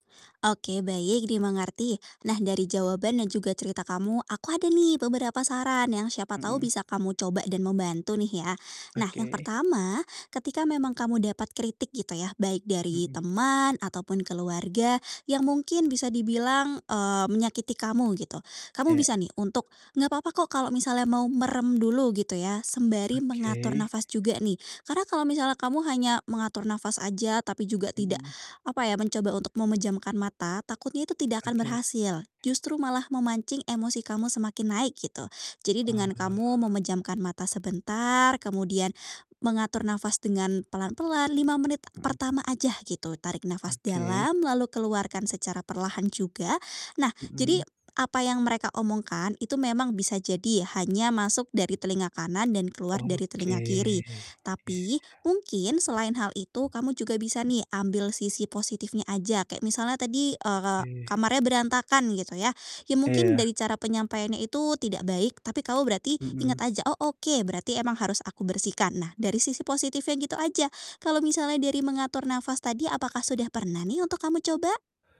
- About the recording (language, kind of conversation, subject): Indonesian, advice, Bagaimana cara tetap tenang saat menerima umpan balik?
- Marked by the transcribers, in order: distorted speech; other background noise; tapping